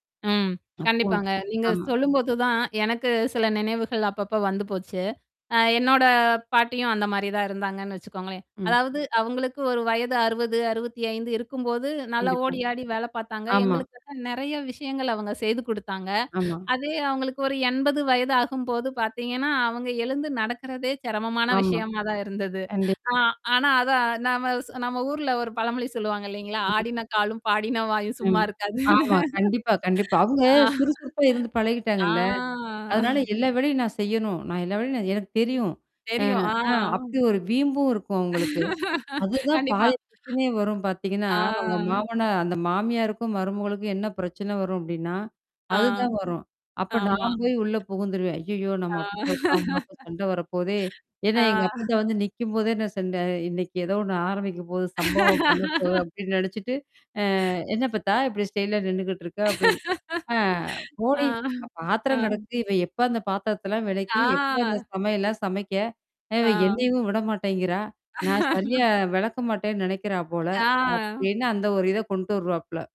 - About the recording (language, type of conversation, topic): Tamil, podcast, பாட்டி தாத்தா வீட்டுக்கு வந்து வீட்டுப்பணி அல்லது குழந்தைப் பராமரிப்பில் உதவச் சொன்னால், அதை நீங்கள் எப்படி ஏற்றுக்கொள்வீர்கள்?
- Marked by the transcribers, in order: distorted speech; tapping; unintelligible speech; other background noise; laughing while speaking: "சும்மா இருக்காதுன்னு. ஆ. ஆ"; drawn out: "ஆ"; mechanical hum; laughing while speaking: "கண்டிப்பா"; drawn out: "ஆ"; laugh; inhale; laughing while speaking: "ஆ"; laugh; inhale; laughing while speaking: "ஆ. ஆ"; drawn out: "ஆ"; laugh; drawn out: "ஆ"